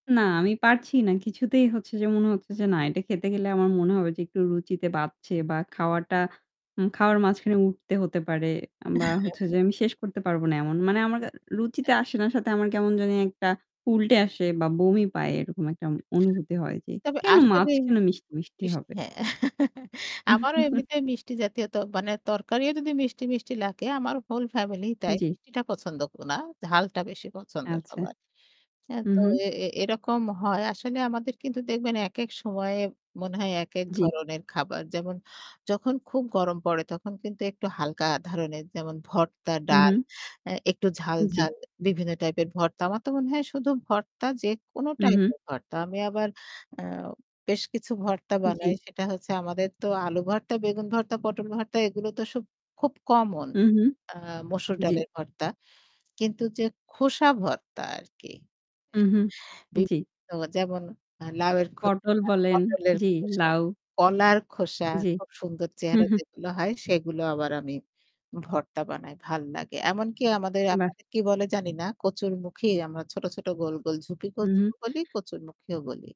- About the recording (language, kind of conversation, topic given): Bengali, unstructured, আপনি কোন খাবারটি সবচেয়ে বেশি অপছন্দ করেন?
- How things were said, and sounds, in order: static; other background noise; giggle; chuckle; distorted speech